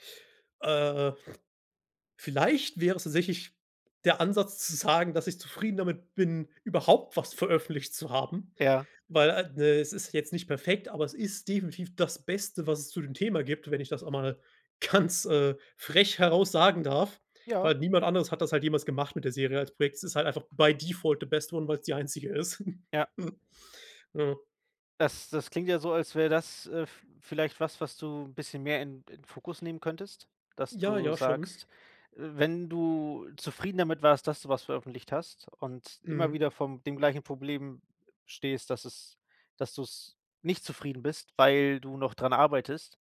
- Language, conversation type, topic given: German, advice, Wie blockiert dich Perfektionismus bei deinen Projekten und wie viel Stress verursacht er dir?
- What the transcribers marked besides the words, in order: snort; laughing while speaking: "ganz"; in English: "by default the best one"; chuckle